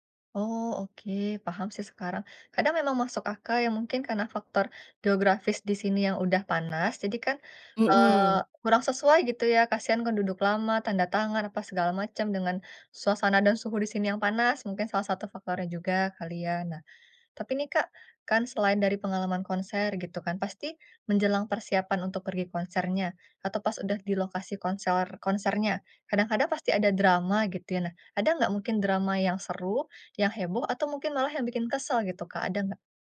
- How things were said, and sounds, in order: none
- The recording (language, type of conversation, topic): Indonesian, podcast, Apa pengalaman menonton konser paling berkesan yang pernah kamu alami?